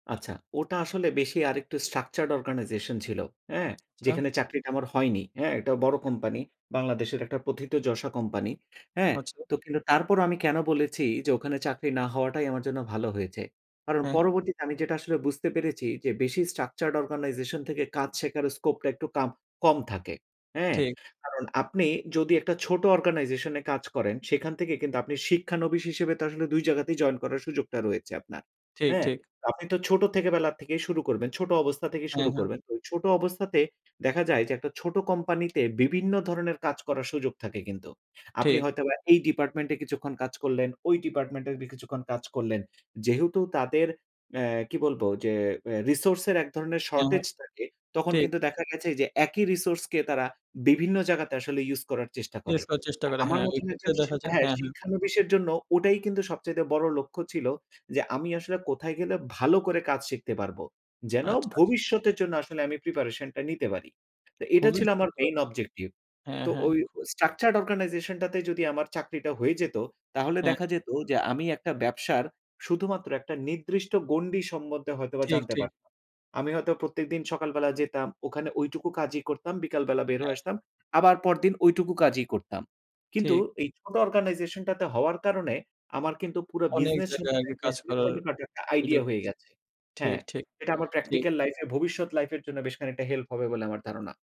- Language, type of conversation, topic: Bengali, podcast, নিজের প্রতি সহানুভূতি বাড়াতে তুমি কী কী করো?
- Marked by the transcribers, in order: tapping; "বুঝতে পেরেছি" said as "বুঝতে পেরেচি"; in English: "শর্টেজ"; in English: "অবজেক্টিভ"; unintelligible speech; other background noise